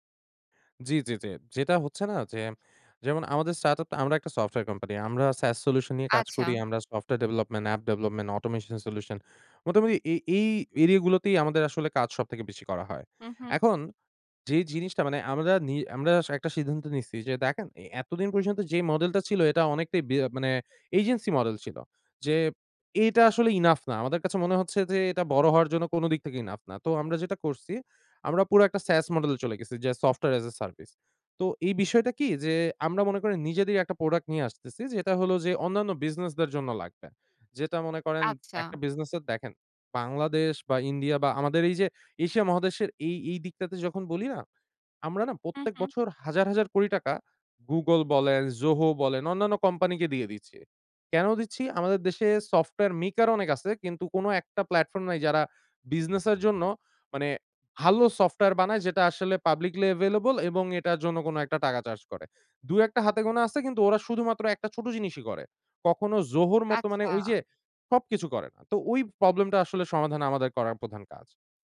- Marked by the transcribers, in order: in English: "startup"; in English: "software"; in English: "SAS solution"; in English: "agency"; in English: "enough"; in English: "enough"; in English: "platform"; in English: "publicly available"
- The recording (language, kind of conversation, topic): Bengali, advice, স্টার্টআপে দ্রুত সিদ্ধান্ত নিতে গিয়ে আপনি কী ধরনের চাপ ও দ্বিধা অনুভব করেন?